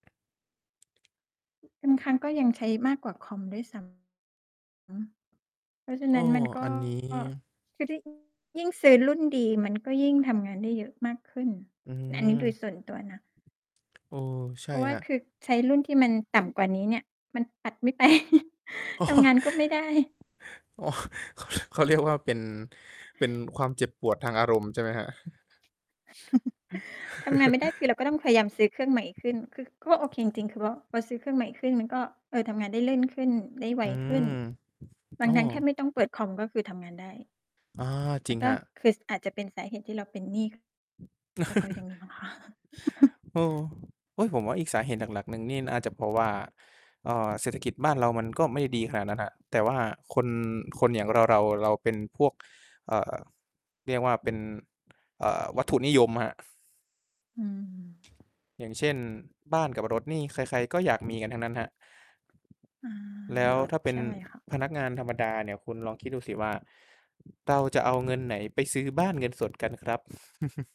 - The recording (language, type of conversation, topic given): Thai, unstructured, ทำไมคนส่วนใหญ่ถึงยังมีปัญหาหนี้สินอยู่ตลอดเวลา?
- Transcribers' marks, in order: tapping; distorted speech; other background noise; laughing while speaking: "ไป"; chuckle; laughing while speaking: "อ๋อ"; laughing while speaking: "อ๋อ เขาเรียก เขาเรียกว่า"; chuckle; chuckle; chuckle; wind; chuckle